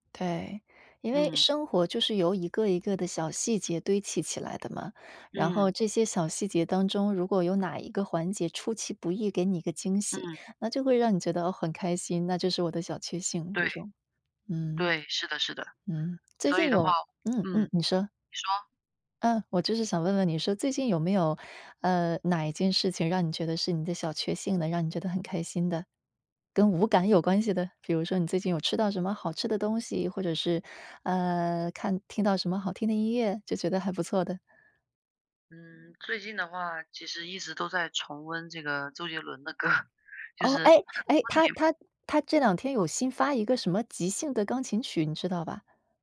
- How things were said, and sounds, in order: laughing while speaking: "歌"; unintelligible speech
- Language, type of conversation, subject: Chinese, unstructured, 你怎么看待生活中的小确幸？